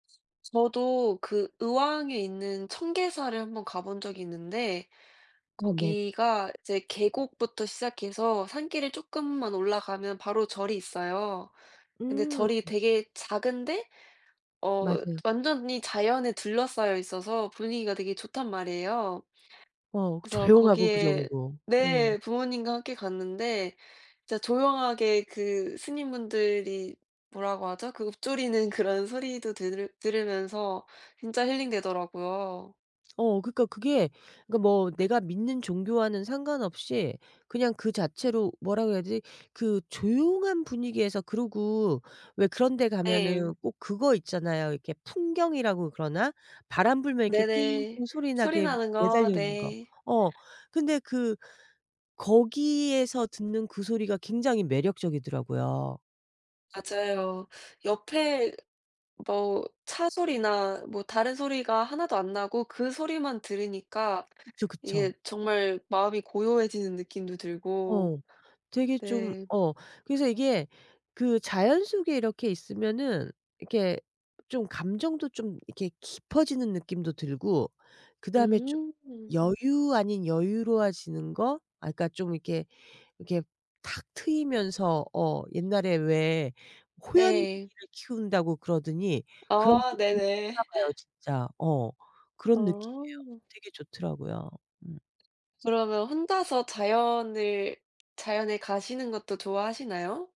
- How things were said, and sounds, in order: other background noise; tapping; laugh
- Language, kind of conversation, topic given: Korean, unstructured, 자연 속에서 시간을 보내면 마음이 어떻게 달라지나요?